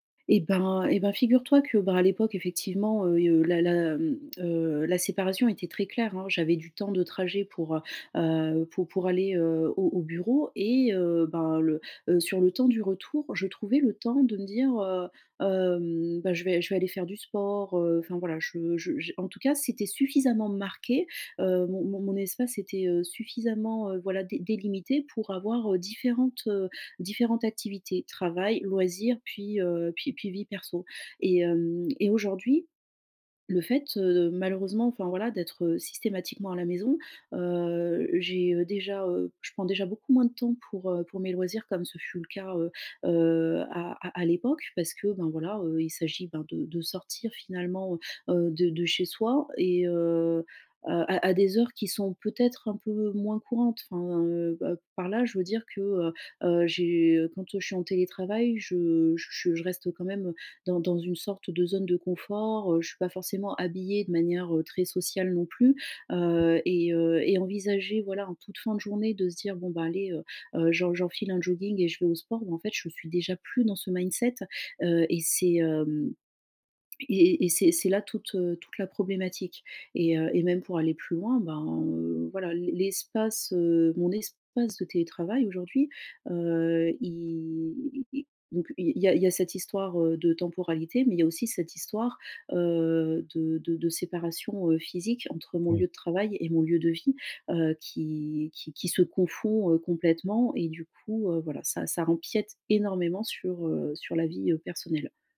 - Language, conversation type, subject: French, advice, Comment puis-je mieux séparer mon temps de travail de ma vie personnelle ?
- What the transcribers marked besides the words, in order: stressed: "marqué"; other background noise; in English: "mindset"; drawn out: "i"; "empiète" said as "rempiète"